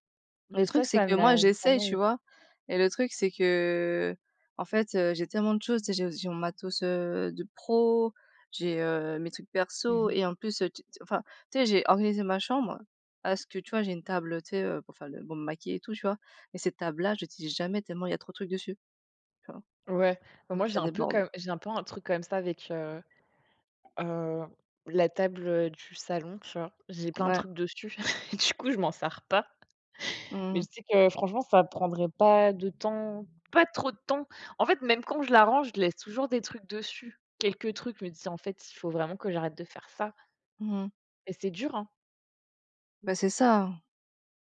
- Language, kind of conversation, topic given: French, unstructured, Quels petits gestes te rendent la vie plus facile ?
- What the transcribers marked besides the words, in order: unintelligible speech; chuckle; laughing while speaking: "je m'en sers pas"; chuckle